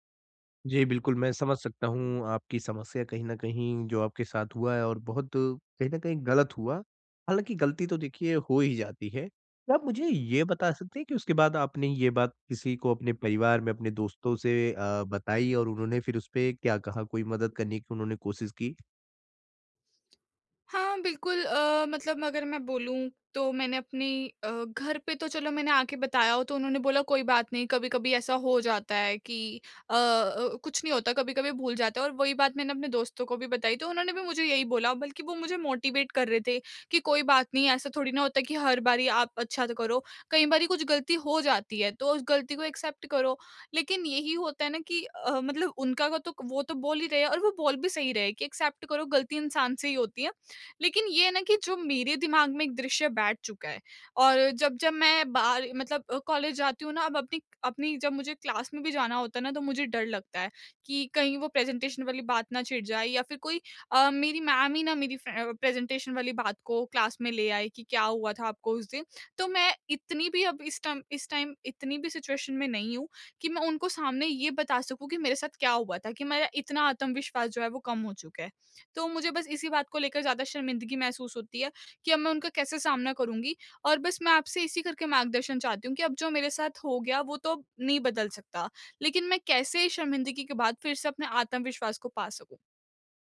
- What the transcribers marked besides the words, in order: in English: "मोटिवेट"; in English: "एक्सेप्ट"; in English: "एक्सेप्ट"; in English: "क्लास"; in English: "प्रेजेंटेशन"; in English: "मैम"; in English: "प्रेजेंटेशन"; in English: "क्लास"; in English: "टाइम"; in English: "टाइम"; in English: "सिचुएशन"
- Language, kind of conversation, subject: Hindi, advice, सार्वजनिक शर्मिंदगी के बाद मैं अपना आत्मविश्वास कैसे वापस पा सकता/सकती हूँ?